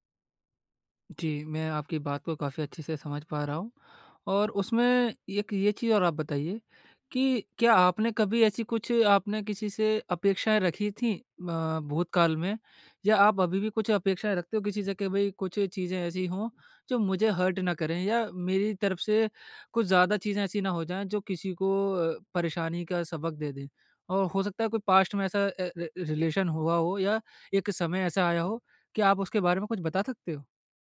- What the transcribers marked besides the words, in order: in English: "हर्ट"; in English: "पास्ट"; in English: "रिलेशन"
- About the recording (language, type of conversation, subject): Hindi, advice, दोस्तों के साथ पार्टी में दूसरों की उम्मीदें और अपनी सीमाएँ कैसे संभालूँ?